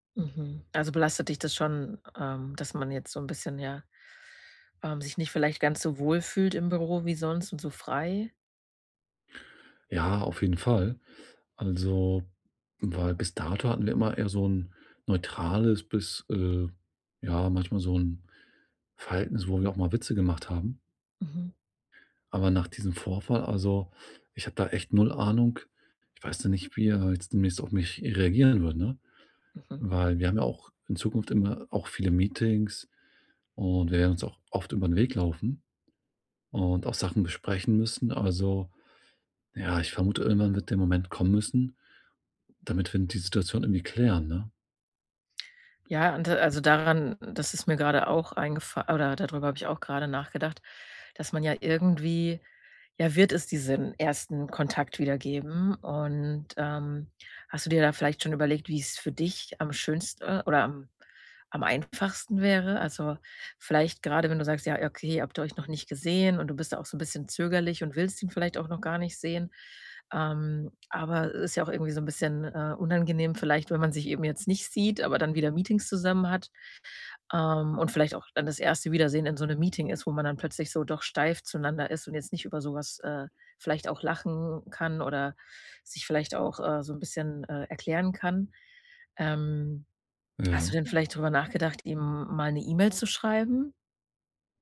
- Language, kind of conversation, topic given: German, advice, Wie gehst du mit Scham nach einem Fehler bei der Arbeit um?
- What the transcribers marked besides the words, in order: other background noise